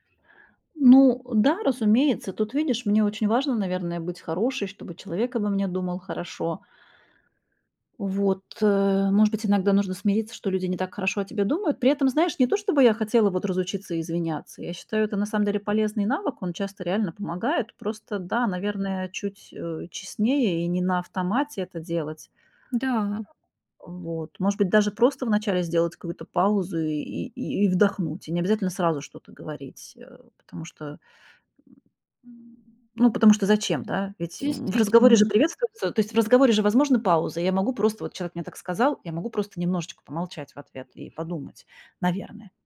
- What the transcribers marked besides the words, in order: other background noise
- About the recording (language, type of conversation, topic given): Russian, advice, Почему я всегда извиняюсь, даже когда не виноват(а)?